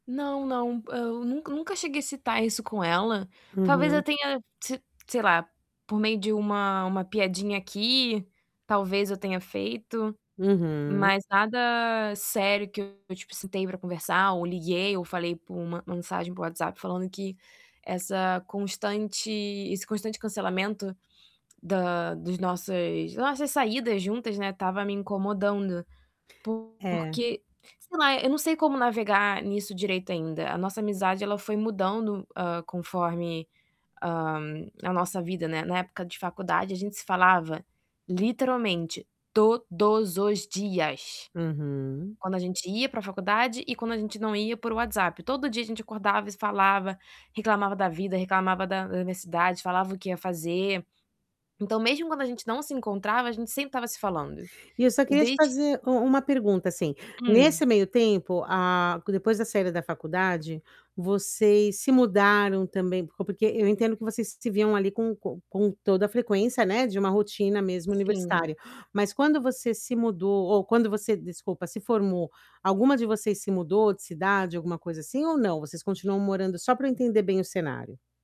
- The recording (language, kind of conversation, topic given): Portuguese, advice, Por que meus amigos sempre cancelam os planos em cima da hora?
- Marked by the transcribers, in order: static; tapping; distorted speech; stressed: "todos os dias"; other background noise